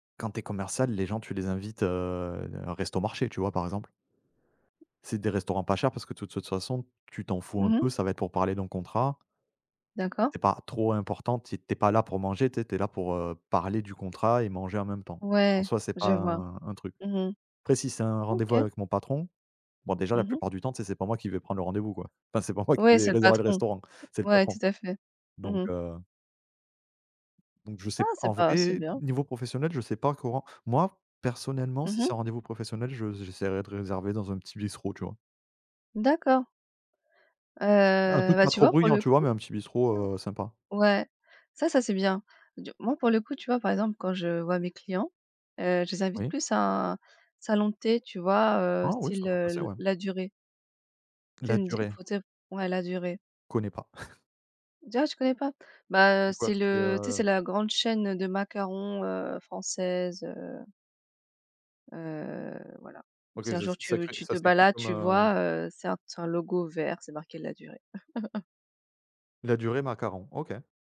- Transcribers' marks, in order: drawn out: "heu"; "de" said as "toute"; stressed: "trop"; laughing while speaking: "Enfin, c'est pas moi qui vais réserver le restaurant, c'est le patron"; drawn out: "Heu"; chuckle; chuckle
- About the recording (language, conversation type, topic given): French, unstructured, Comment choisis-tu un restaurant pour un dîner important ?